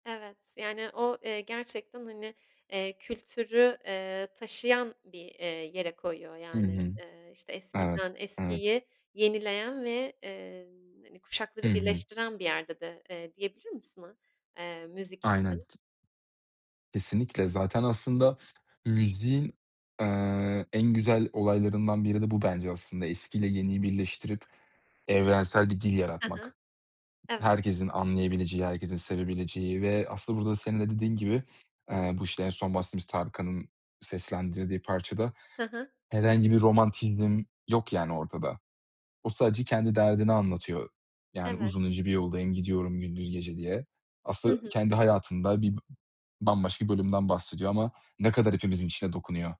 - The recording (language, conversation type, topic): Turkish, podcast, Bir şarkıyı sevmeni genelde ne sağlar: sözleri mi, melodisi mi?
- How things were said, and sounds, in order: other background noise